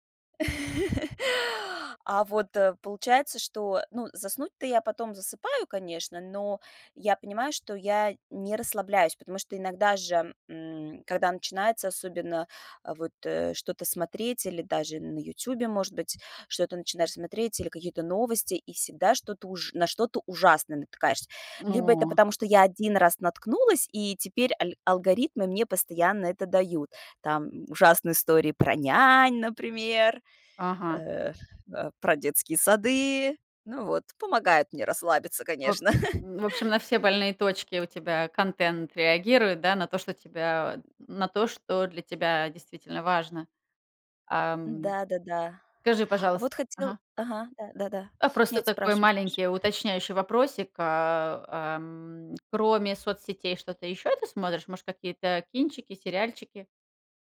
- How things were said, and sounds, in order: chuckle; chuckle
- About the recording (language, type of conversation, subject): Russian, advice, Мешают ли вам гаджеты и свет экрана по вечерам расслабиться и заснуть?